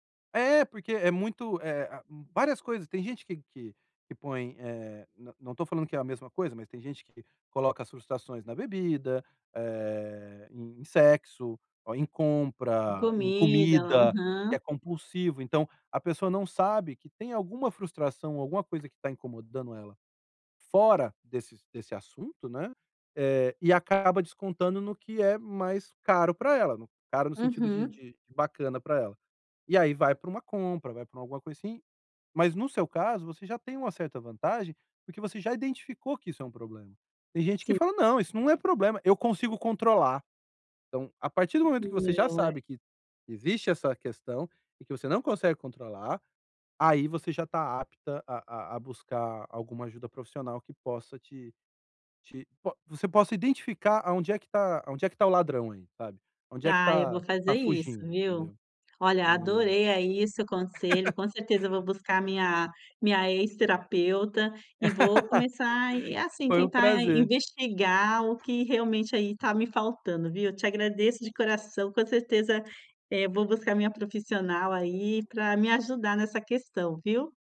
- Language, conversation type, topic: Portuguese, advice, Como posso comprar sem gastar demais e sem me arrepender?
- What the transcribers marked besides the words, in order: tapping; laugh; laugh; dog barking